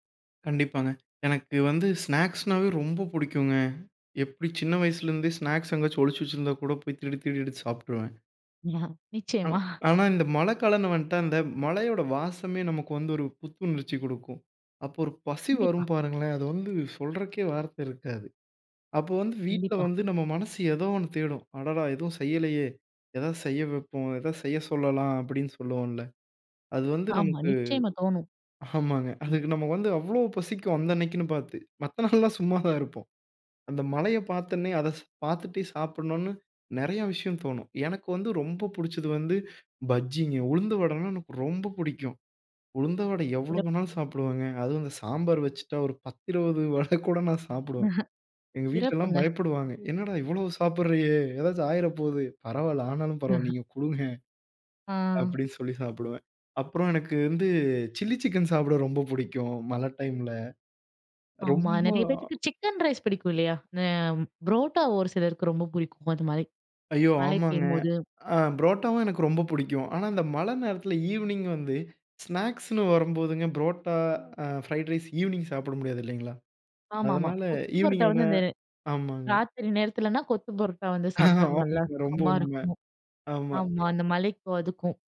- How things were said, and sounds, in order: chuckle; chuckle; laughing while speaking: "மத்த நாள்லாம் சும்மாதான் இருப்போம்"; laugh; "சிறப்புங்க" said as "இறப்புங்க"; laughing while speaking: "வடை கூட நான் சாப்பிடுவேன். எங்க … அப்படி சொல்லி சாப்பிடுவேன்"; chuckle; other noise
- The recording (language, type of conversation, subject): Tamil, podcast, மழைநாளில் உங்களுக்கு மிகவும் பிடிக்கும் சூடான சிற்றுண்டி என்ன?